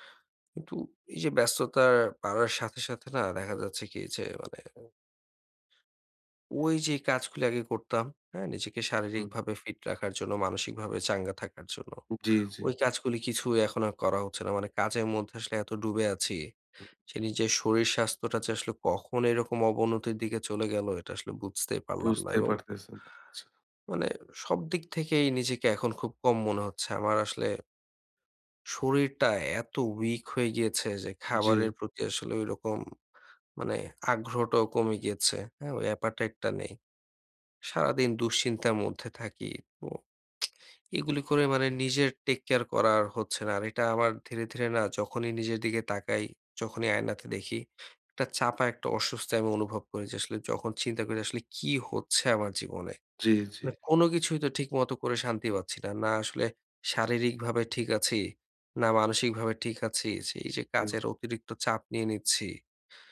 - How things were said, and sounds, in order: in English: "appetite"; tsk
- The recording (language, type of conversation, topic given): Bengali, advice, নিজের শরীর বা চেহারা নিয়ে আত্মসম্মান কমে যাওয়া